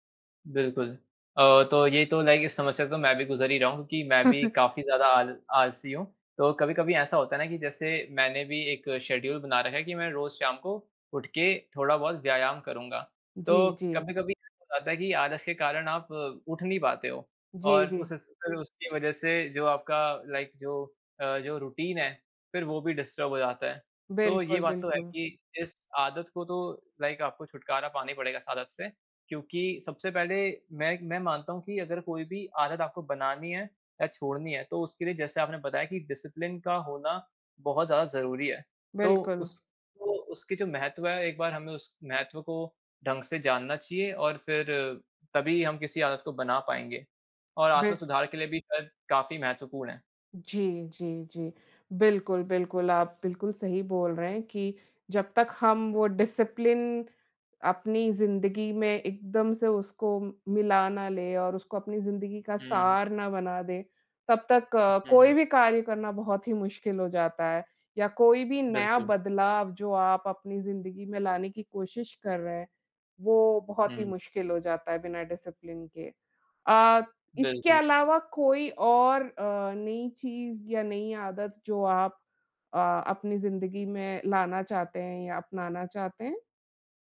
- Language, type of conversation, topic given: Hindi, unstructured, आत्म-सुधार के लिए आप कौन-सी नई आदतें अपनाना चाहेंगे?
- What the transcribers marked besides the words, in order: in English: "लाइक"; chuckle; in English: "शेड्यूल"; in English: "लाइक"; in English: "रूटीन"; in English: "डिस्टर्ब"; in English: "लाइक"; in English: "डिसिप्लिन"; in English: "डिसिप्लिन"; in English: "डिसिप्लिन"